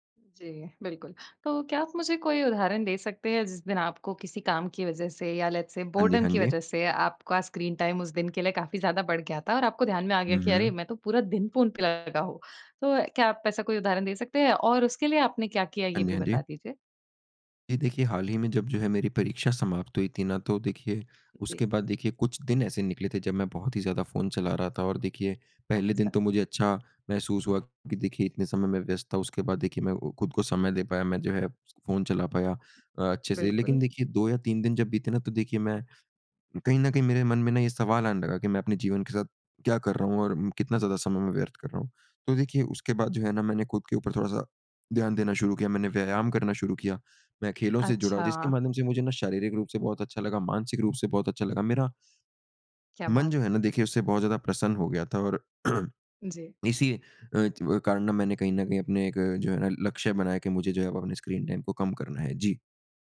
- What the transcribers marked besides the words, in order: in English: "लेट्स से बोर्डम"; in English: "स्क्रीन टाइम"; throat clearing
- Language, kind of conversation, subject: Hindi, podcast, आप स्क्रीन पर बिताए समय को कैसे प्रबंधित करते हैं?
- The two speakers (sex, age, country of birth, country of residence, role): female, 20-24, India, India, host; male, 55-59, India, India, guest